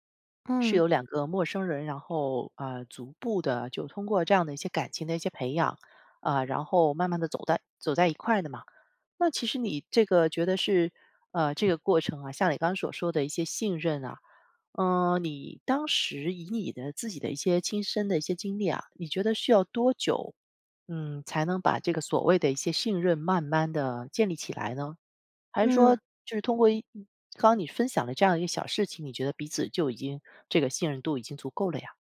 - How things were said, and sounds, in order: "逐步" said as "足步"; other background noise; "所" said as "shuo"
- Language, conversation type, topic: Chinese, podcast, 在爱情里，信任怎么建立起来？